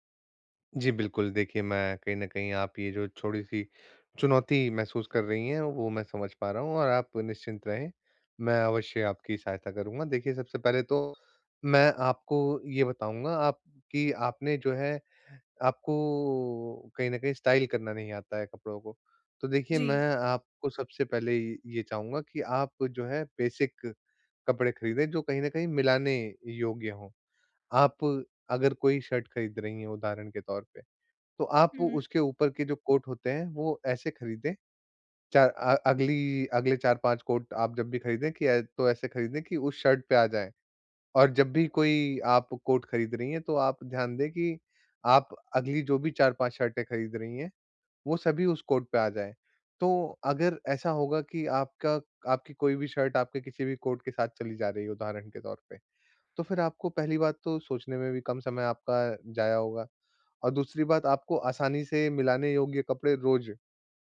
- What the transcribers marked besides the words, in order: other background noise; in English: "स्टाइल"; in English: "बेसिक"
- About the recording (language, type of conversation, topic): Hindi, advice, कम बजट में स्टाइलिश दिखने के आसान तरीके